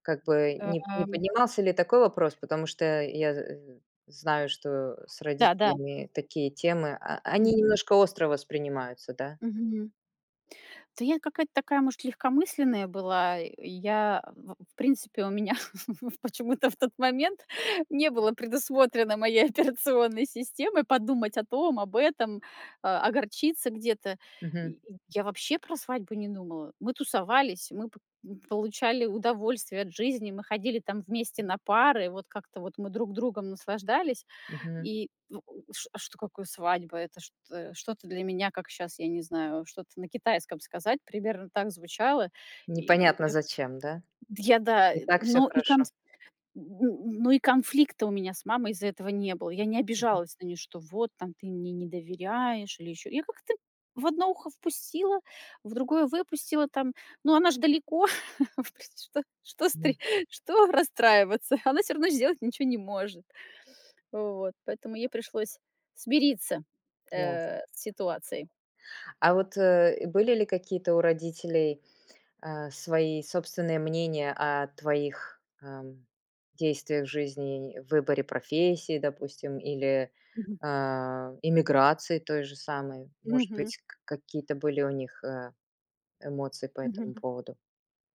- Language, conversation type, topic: Russian, podcast, Что делать, если ожидания родителей не совпадают с твоим представлением о жизни?
- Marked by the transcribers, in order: other background noise; tapping; laughing while speaking: "у меня в почему-то в тот момент не было предусмотрено моей операционной"; laughing while speaking: "впри что что стри что расстраиваться?"